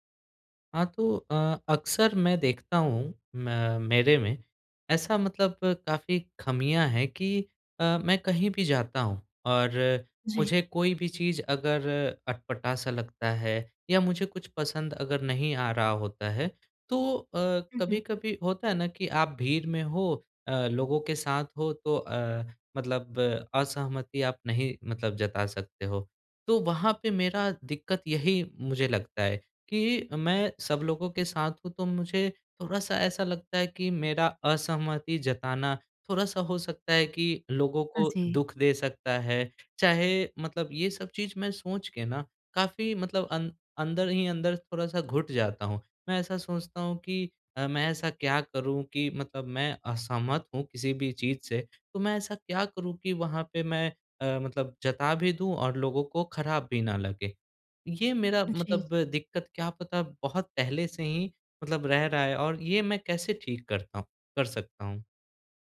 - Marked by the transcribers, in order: none
- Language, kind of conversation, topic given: Hindi, advice, समूह में असहमति को साहसपूर्वक कैसे व्यक्त करूँ?